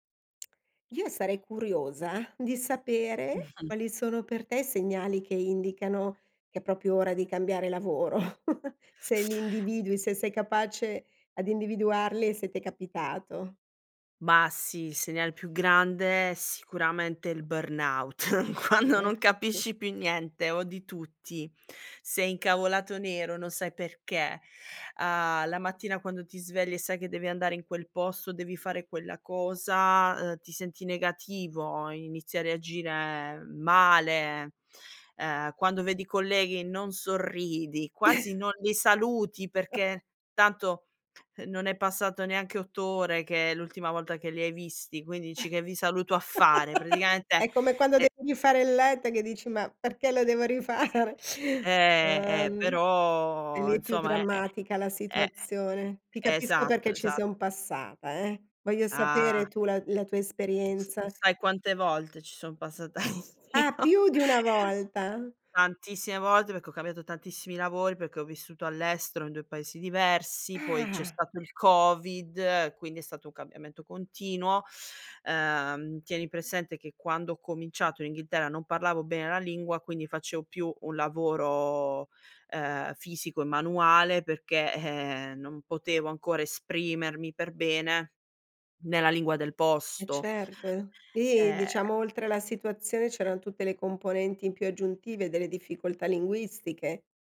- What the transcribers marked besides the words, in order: chuckle; "proprio" said as "propio"; chuckle; in English: "burnout"; chuckle; unintelligible speech; chuckle; laugh; laughing while speaking: "rifare"; laughing while speaking: "io"; chuckle; "volte" said as "vote"; "perché" said as "pechè"
- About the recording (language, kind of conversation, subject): Italian, podcast, Quali segnali indicano che è ora di cambiare lavoro?